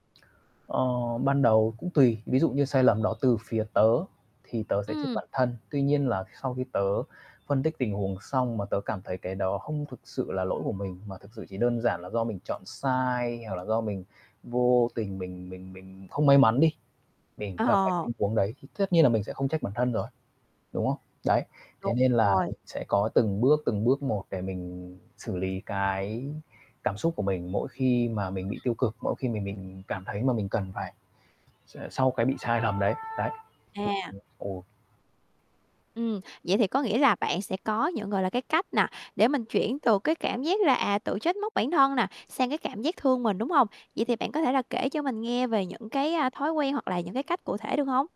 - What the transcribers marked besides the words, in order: static; other background noise; other street noise; tapping; distorted speech; horn
- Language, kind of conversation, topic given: Vietnamese, podcast, Bạn làm gì để thương bản thân hơn mỗi khi mắc sai lầm?